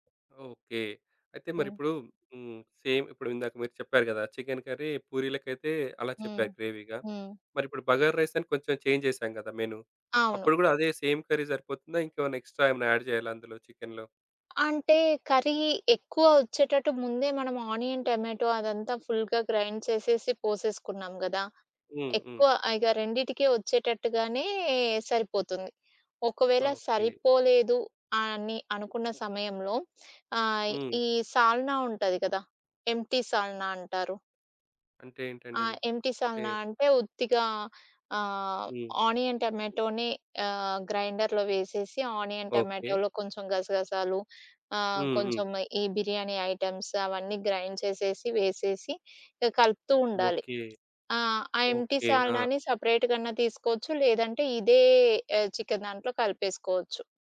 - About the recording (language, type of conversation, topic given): Telugu, podcast, ఒక చిన్న బడ్జెట్‌లో పెద్ద విందు వంటకాలను ఎలా ప్రణాళిక చేస్తారు?
- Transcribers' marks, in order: in English: "సేమ్"; tapping; in English: "కర్రీ"; in English: "గ్రేవీగా"; in English: "చేంజ్"; in English: "మెను"; in English: "సేమ్ కర్రీ"; in English: "ఎక్స్ స్ట్రా"; in English: "యాడ్"; in English: "కర్రీ"; in English: "ఆనియన్ టొమాటో"; in English: "ఫుల్‌గా గ్రైండ్"; in English: "ఎంప్టి"; in English: "ఎంప్టి"; in English: "ఆనియన్"; in English: "గ్రైండర్‌లో"; in English: "ఆనియన్ టమాటోలో"; in English: "ఐటమ్స్"; in English: "గ్రైండ్"; other background noise; in English: "ఎంప్టి"; in English: "సెపరేట్"